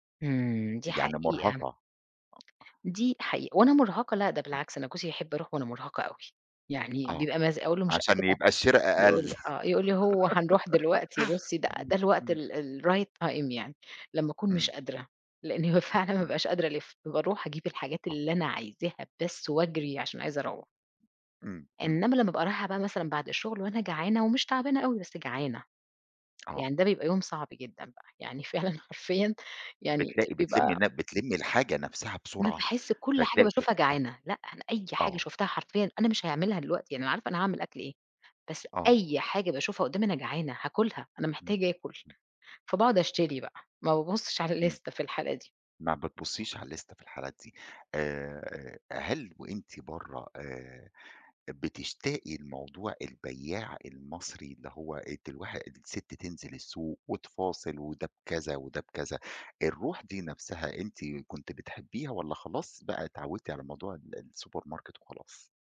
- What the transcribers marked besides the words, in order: unintelligible speech; giggle; in English: "الright time"; laughing while speaking: "هو فعلًا ما بابقاش"; unintelligible speech; laughing while speaking: "فعلًا حرفيًا"; in English: "اللِستة"; in English: "اللِستة"; in English: "السوبر ماركت"
- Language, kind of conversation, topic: Arabic, podcast, إزاي بتجهّز لمشتريات البيت عشان ما تصرفش كتير؟